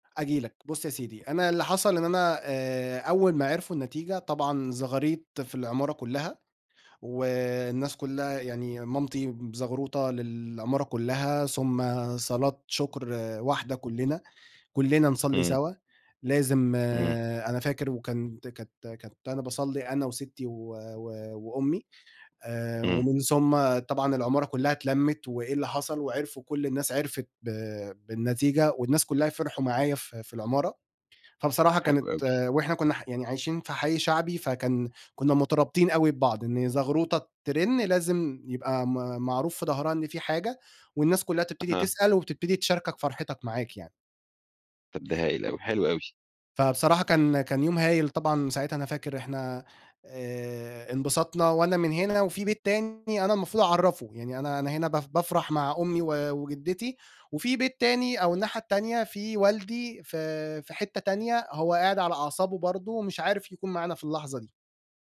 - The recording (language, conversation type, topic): Arabic, podcast, إيه أجمل لحظة احتفال في عيلتك لسه فاكرها؟
- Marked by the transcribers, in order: tapping